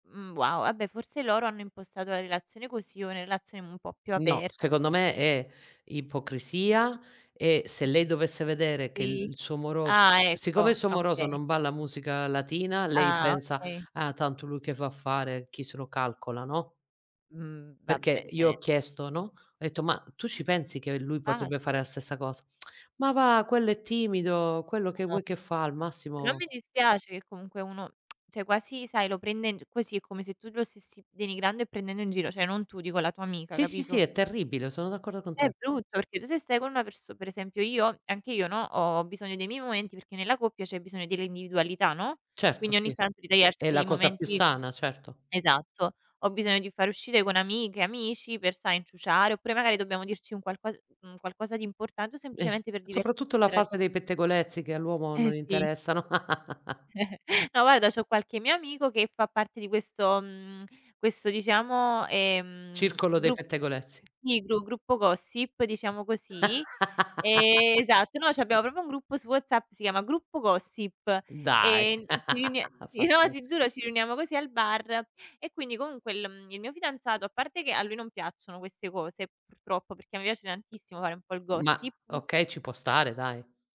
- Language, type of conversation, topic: Italian, unstructured, Cosa ti fa capire che è arrivato il momento di lasciare una relazione?
- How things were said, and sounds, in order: drawn out: "S"; tapping; "cioè" said as "ceh"; lip smack; lip smack; "cioè" said as "ceh"; "cioè" said as "ceh"; chuckle; laugh; other background noise; laugh; laugh